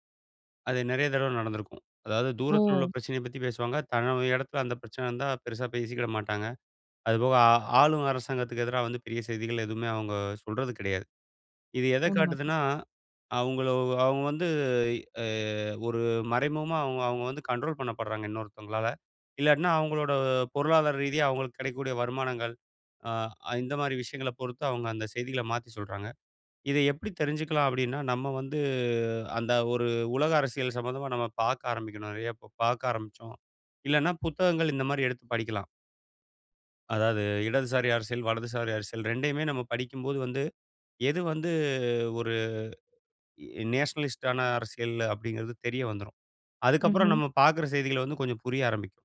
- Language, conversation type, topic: Tamil, podcast, செய்தி ஊடகங்கள் நம்பகமானவையா?
- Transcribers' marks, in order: other background noise; in English: "கண்ட்ரோல்"